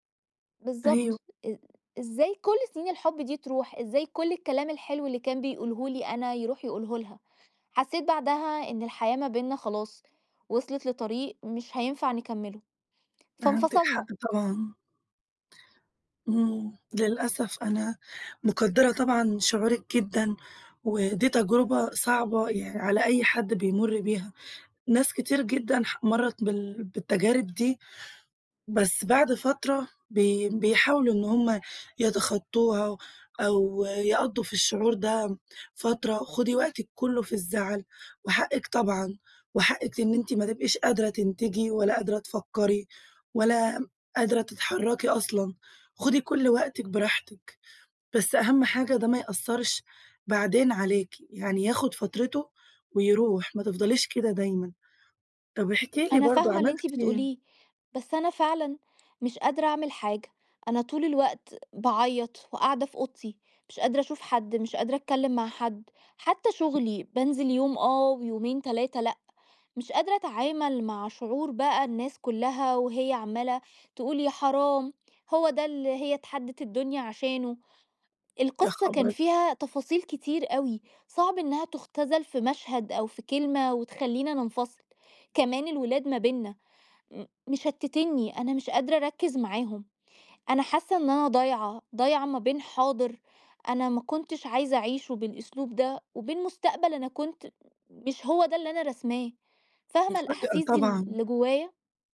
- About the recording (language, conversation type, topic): Arabic, advice, إزاي الانفصال أثّر على أدائي في الشغل أو الدراسة؟
- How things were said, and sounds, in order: other background noise; other street noise; tapping